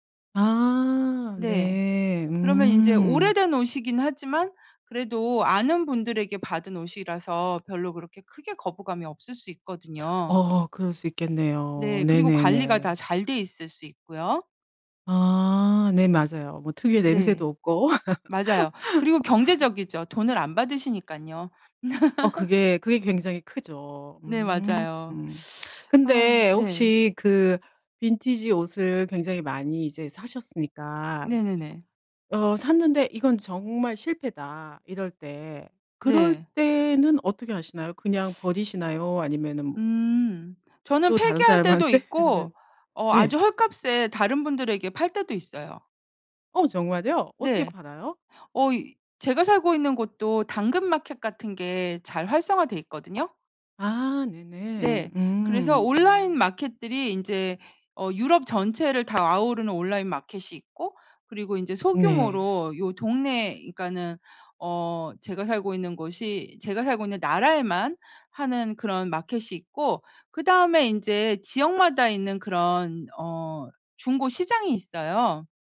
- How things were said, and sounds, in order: other background noise; laugh; laugh; lip smack; laughing while speaking: "사람한테는"
- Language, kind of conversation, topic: Korean, podcast, 중고 옷이나 빈티지 옷을 즐겨 입으시나요? 그 이유는 무엇인가요?